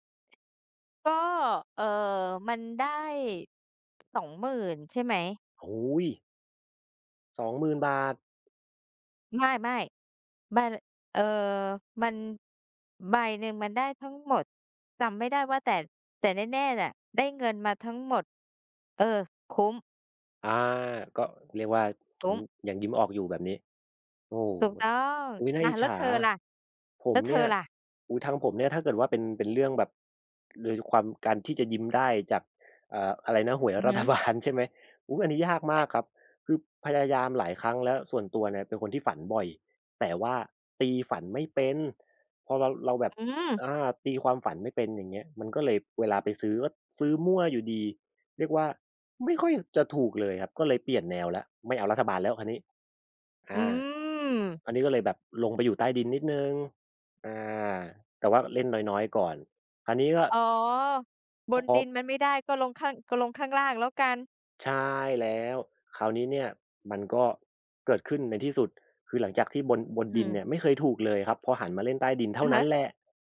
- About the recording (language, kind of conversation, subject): Thai, unstructured, ความทรงจำอะไรที่ทำให้คุณยิ้มได้เสมอ?
- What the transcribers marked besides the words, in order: other background noise; tapping; laughing while speaking: "รัฐบาล"; stressed: "ไม่ค่อย"; drawn out: "อืม"